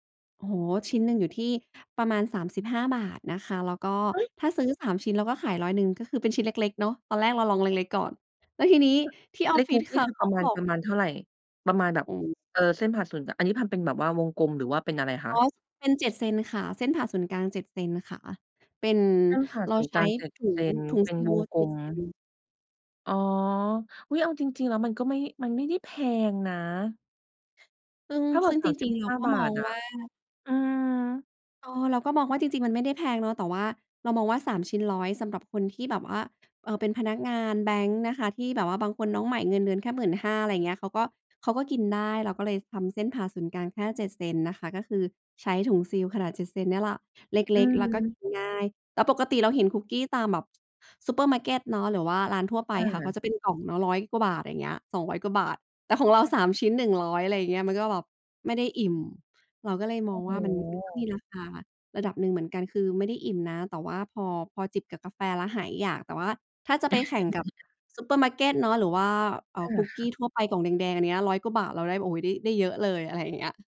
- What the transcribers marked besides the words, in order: surprised: "เฮ้ย !"; chuckle
- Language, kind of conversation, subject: Thai, podcast, มีสัญญาณอะไรบอกว่าควรเปลี่ยนอาชีพไหม?